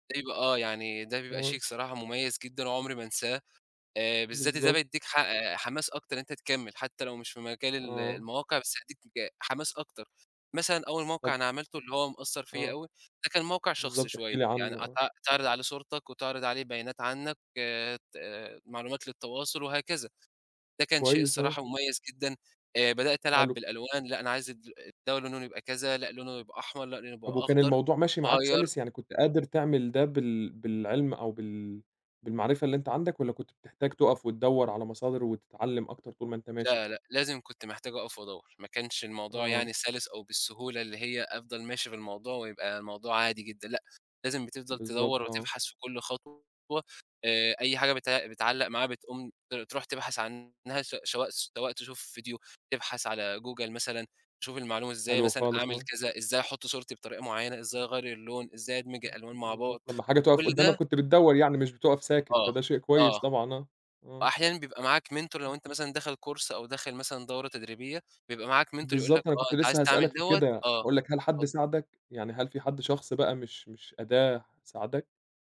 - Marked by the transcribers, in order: in English: "mentor"; in English: "Course"; in English: "mentor"
- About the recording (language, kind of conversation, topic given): Arabic, podcast, إيه أكتر حاجة بتفرّحك لما تتعلّم حاجة جديدة؟